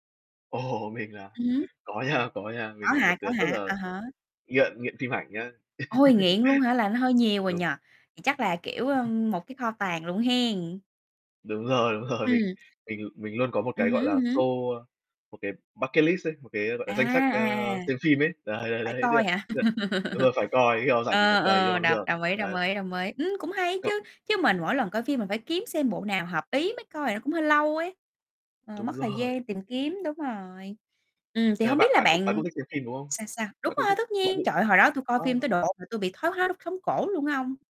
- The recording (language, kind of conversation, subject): Vietnamese, unstructured, Bạn nghĩ gì về việc phim hư cấu quá nhiều so với thực tế?
- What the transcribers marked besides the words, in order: laughing while speaking: "Ồ, mình là có nha, có nha"; laugh; chuckle; laughing while speaking: "rồi"; tapping; in English: "bucket"; laughing while speaking: "Đấy, đấy, đấy"; laugh; laughing while speaking: "rồi"; distorted speech